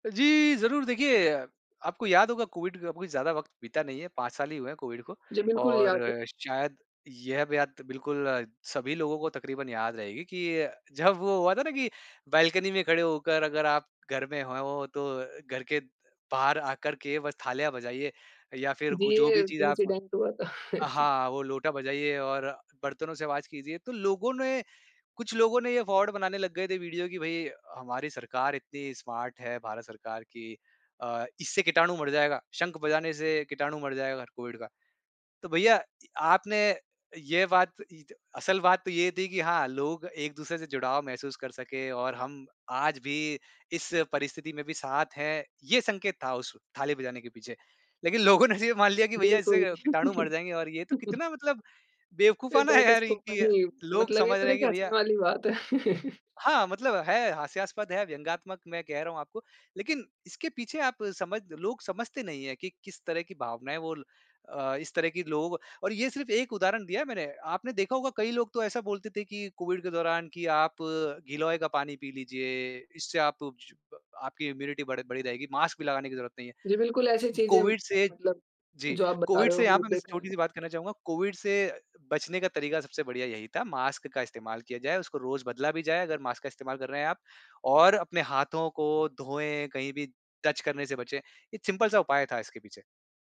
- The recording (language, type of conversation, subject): Hindi, podcast, ऑनलाइन खबरें पढ़ते समय आप कैसे तय करते हैं कि कौन-सी खबर सही है और कौन-सी गलत?
- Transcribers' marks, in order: "बात" said as "व्यात"; laughing while speaking: "जब"; in English: "इंसिडेंट"; chuckle; "फ्रॉड" said as "फॉड"; in English: "स्मार्ट"; laughing while speaking: "लोगों ने ये मान लिया"; laugh; laughing while speaking: "यार"; in English: "दैट इज़ सो फ़नी"; laugh; in English: "इम्यूनिटी"; in English: "टच"; in English: "सिंपल"